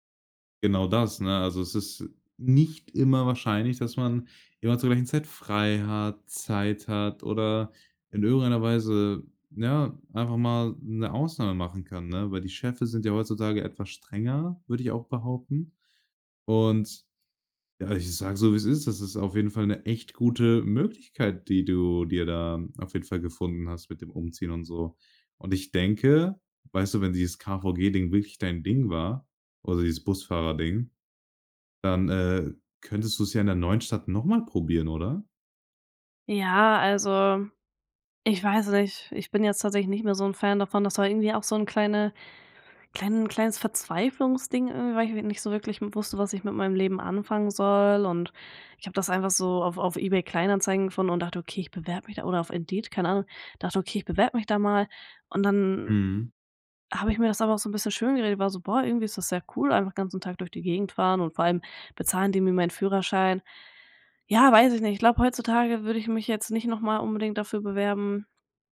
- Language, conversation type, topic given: German, podcast, Kannst du von einem Misserfolg erzählen, der dich weitergebracht hat?
- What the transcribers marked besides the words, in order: stressed: "nicht"